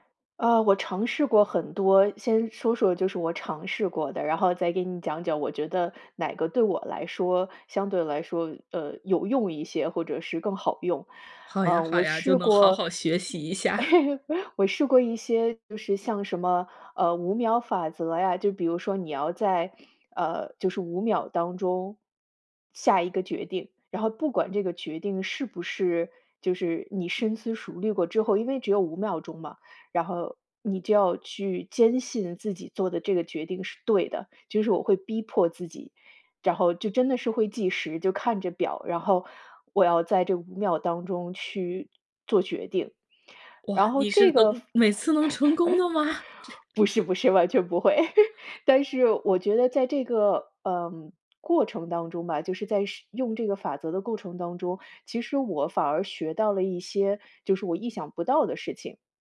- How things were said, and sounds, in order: other background noise; chuckle; other noise; chuckle; surprised: "每次能成功的吗？"; chuckle
- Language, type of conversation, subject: Chinese, podcast, 你有什么办法能帮自己更快下决心、不再犹豫吗？